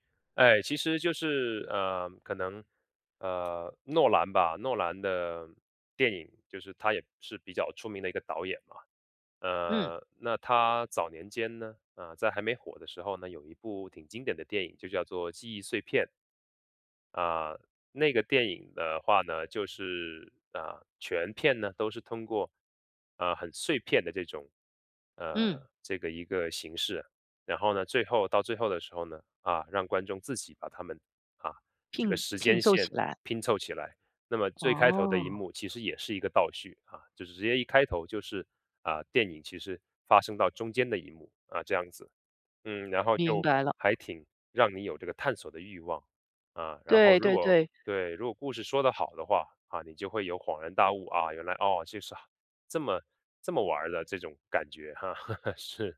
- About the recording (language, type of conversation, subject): Chinese, podcast, 什么样的电影开头最能一下子吸引你？
- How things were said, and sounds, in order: other background noise; laugh